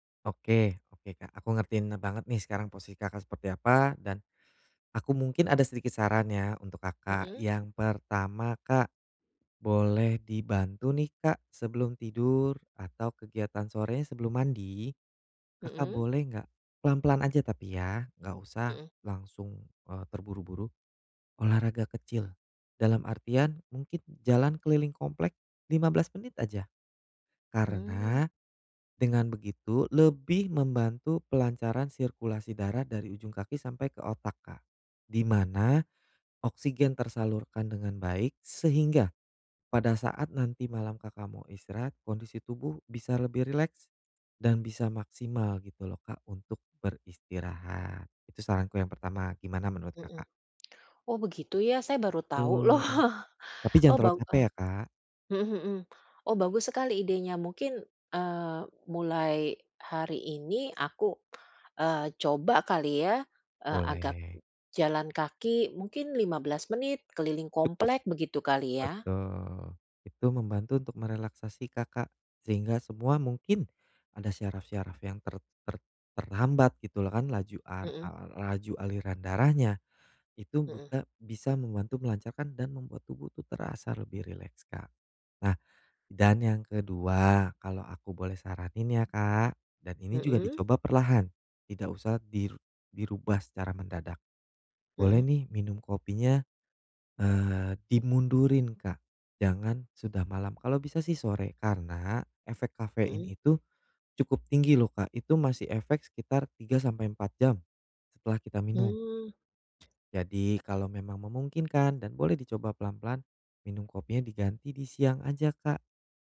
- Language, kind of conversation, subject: Indonesian, advice, Bagaimana cara memperbaiki kualitas tidur malam agar saya bisa tidur lebih nyenyak dan bangun lebih segar?
- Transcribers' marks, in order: other background noise; laughing while speaking: "loh"; tapping